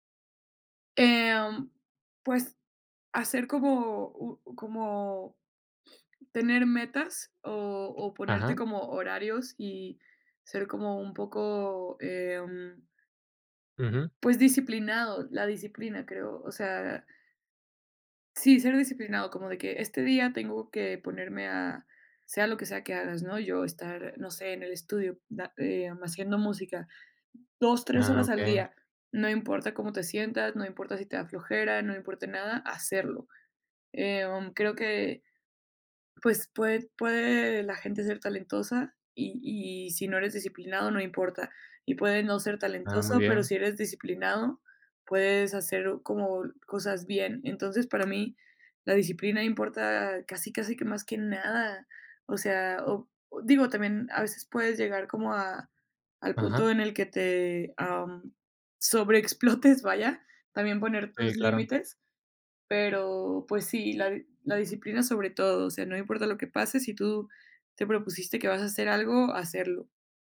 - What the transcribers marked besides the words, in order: sniff
- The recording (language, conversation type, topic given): Spanish, podcast, ¿Qué límites pones para proteger tu espacio creativo?